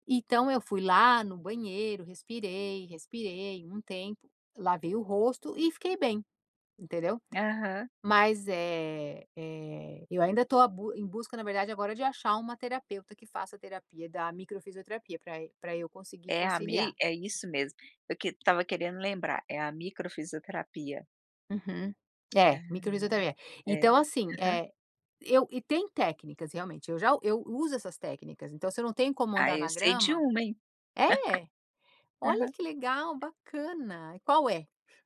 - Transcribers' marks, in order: giggle; tapping
- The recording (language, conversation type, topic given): Portuguese, podcast, Como a natureza pode ajudar você a lidar com a ansiedade?